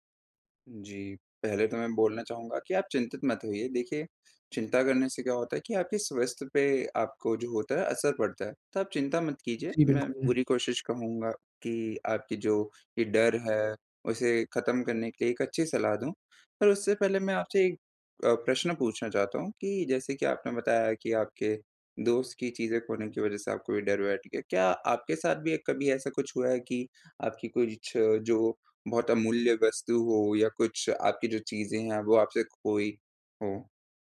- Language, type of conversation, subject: Hindi, advice, परिचित चीज़ों के खो जाने से कैसे निपटें?
- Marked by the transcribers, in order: none